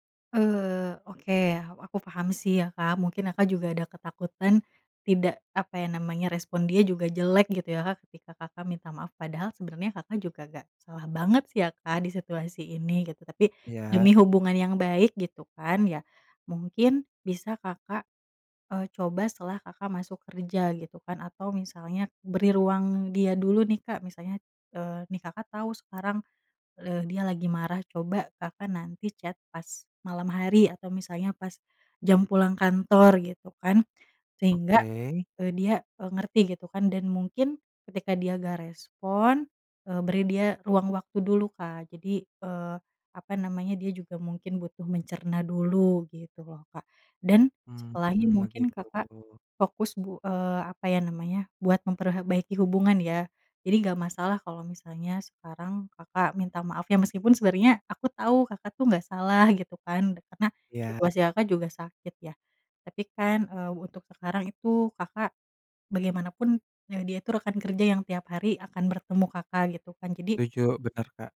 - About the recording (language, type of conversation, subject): Indonesian, advice, Bagaimana cara mengklarifikasi kesalahpahaman melalui pesan teks?
- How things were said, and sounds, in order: in English: "chat"